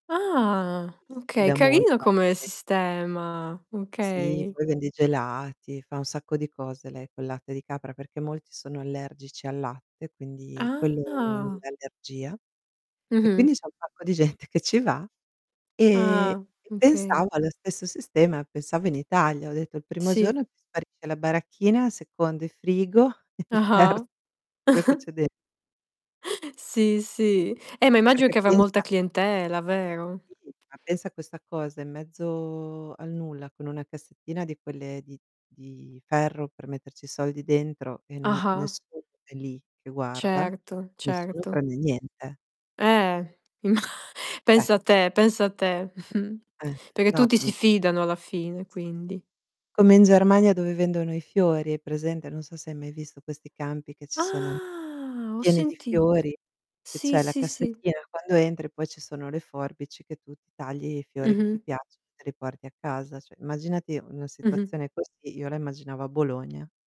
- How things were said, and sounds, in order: distorted speech; tapping; chuckle; laughing while speaking: "il ter"; chuckle; laughing while speaking: "imma"; chuckle
- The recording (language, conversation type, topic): Italian, unstructured, Quali metodi usi per risparmiare senza rinunciare alle piccole gioie quotidiane?